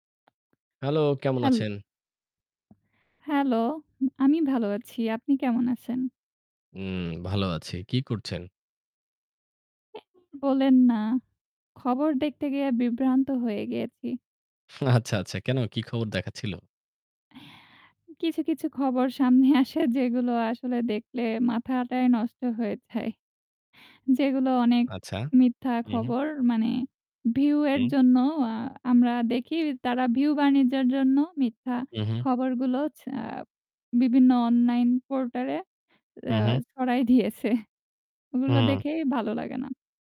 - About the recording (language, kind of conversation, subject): Bengali, unstructured, খবরের মাধ্যমে সামাজিক সচেতনতা কতটা বাড়ানো সম্ভব?
- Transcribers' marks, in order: static; tapping